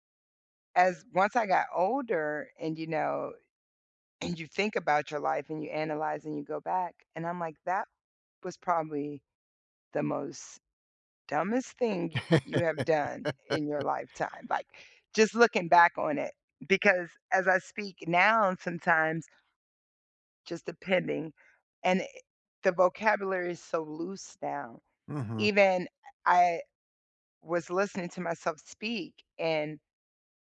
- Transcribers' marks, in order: laugh
- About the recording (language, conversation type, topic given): English, unstructured, What does diversity add to a neighborhood?
- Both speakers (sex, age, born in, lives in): female, 45-49, United States, United States; male, 65-69, United States, United States